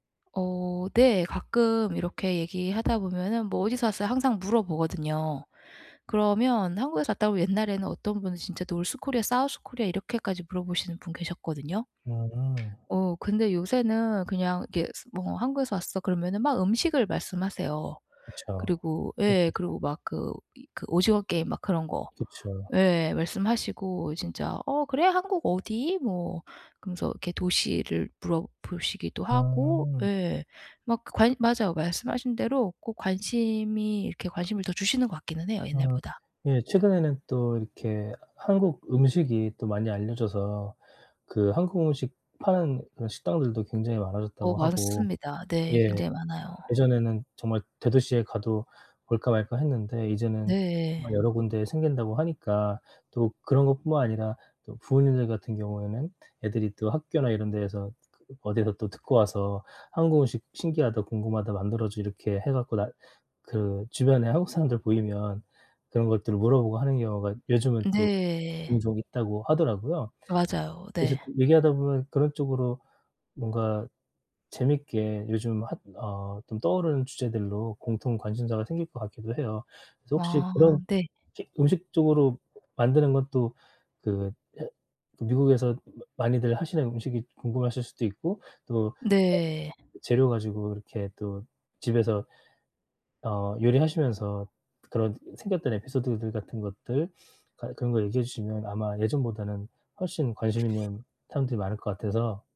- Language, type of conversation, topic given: Korean, advice, 파티에서 혼자라고 느껴 어색할 때는 어떻게 하면 좋을까요?
- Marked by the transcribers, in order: in English: "North Korea, South Korea?"; other background noise; tapping; unintelligible speech; unintelligible speech